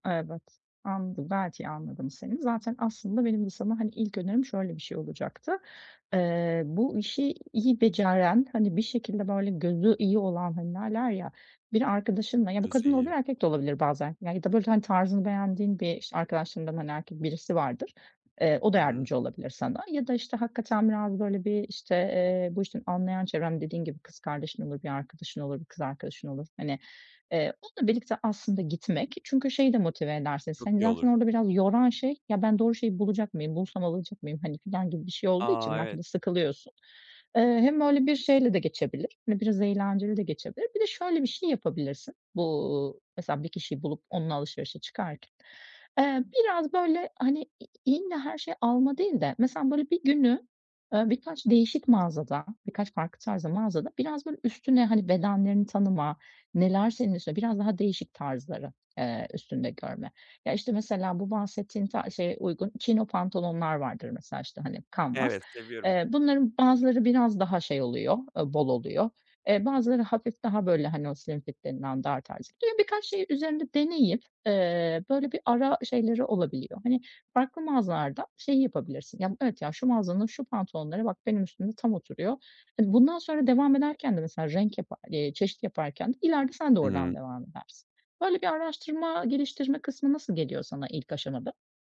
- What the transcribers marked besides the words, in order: other background noise; tapping
- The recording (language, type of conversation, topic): Turkish, advice, Alışverişte karar vermakta neden zorlanıyorum?